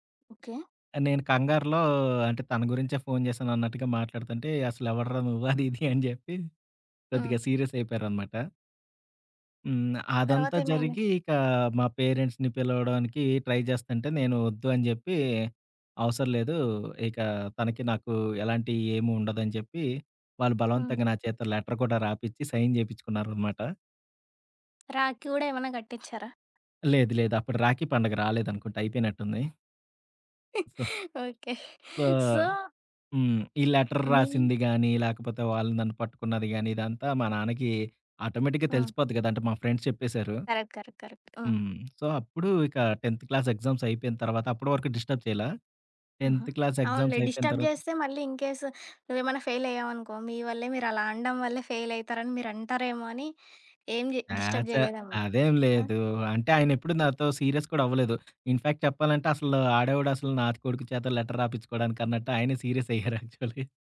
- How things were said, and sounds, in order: laughing while speaking: "అది ఇది అని జెప్పి"; other background noise; in English: "పేరెంట్స్‌ని"; in English: "ట్రై"; in English: "లెటర్"; in English: "సైన్"; tapping; giggle; in English: "సో"; in English: "సో"; in English: "సో"; in English: "లెటర్"; in English: "ఆటోమేటిక్‌గా"; in English: "ఫ్రెండ్స్"; in English: "కరెక్ట్. కరెక్ట్. కరెక్ట్"; in English: "సో"; in English: "టెంత్ క్లాస్ ఎగ్జామ్స్"; in English: "డిస్టర్బ్"; in English: "టెంత్ క్లాస్ ఎగ్జామ్స్"; in English: "డిస్టర్బ్"; in English: "ఇన్‌కేస్"; in English: "ఫెయిల్"; in English: "ఫెయిల్"; in English: "డిస్టర్బ్"; in English: "సీరియస్"; in English: "ఇన్‌ఫాక్ట్"; in English: "లెటర్"; in English: "సీరియస్"; laughing while speaking: "యాక్చువల్‌గా"; in English: "యాక్చువల్‌గా"
- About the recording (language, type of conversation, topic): Telugu, podcast, ఏ సంభాషణ ఒకరోజు నీ జీవిత దిశను మార్చిందని నీకు గుర్తుందా?